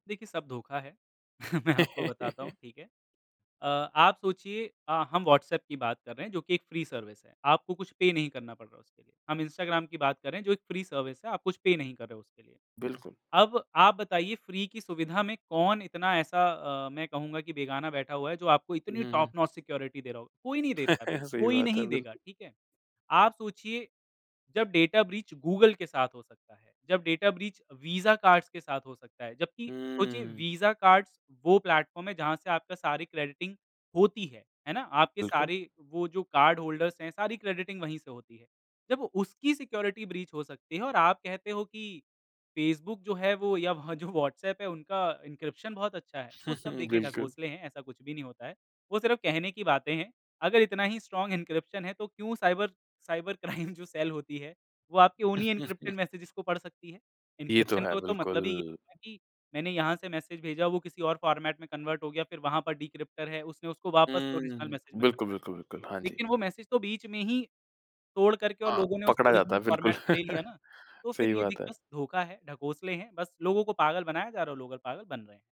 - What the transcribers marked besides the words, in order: laughing while speaking: "मैं आपको बताता हूँ"; chuckle; in English: "फ्री सर्विस"; in English: "पे"; in English: "फ्री सर्विस"; in English: "पे"; in English: "फ्री"; in English: "टॉप नॉच सिक्योरिटी"; laughing while speaking: "सही बात है, बिल्कुल"; in English: "डेटा ब्रीच"; in English: "डेटा ब्रीच"; in English: "कार्ड्स"; in English: "कार्ड्स"; in English: "प्लेटफ़ॉर्म"; in English: "क्रेडिटिंग"; in English: "होल्डर्स"; in English: "क्रेडिटिंग"; in English: "सिक्योरिटी ब्रीच"; laughing while speaking: "वह जो"; in English: "एन्क्रिप्शन"; chuckle; in English: "स्ट्रांग एन्क्रिप्शन"; in English: "साइबर साइबर क्राइम"; laughing while speaking: "क्राइम"; in English: "सेल"; in English: "एन्क्रिप्टेड मैसेजेज़"; chuckle; in English: "एन्क्रिप्शन"; in English: "फ़ॉर्मेट"; in English: "कन्वर्ट"; in English: "डिक्रिप्टर"; in English: "ओरिजिनल"; in English: "कन्वर्ट"; in English: "ओरिजिनल फ़ॉर्मेट"; chuckle
- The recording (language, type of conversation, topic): Hindi, podcast, आप अपने पासवर्ड और सुरक्षा कैसे संभालते हैं?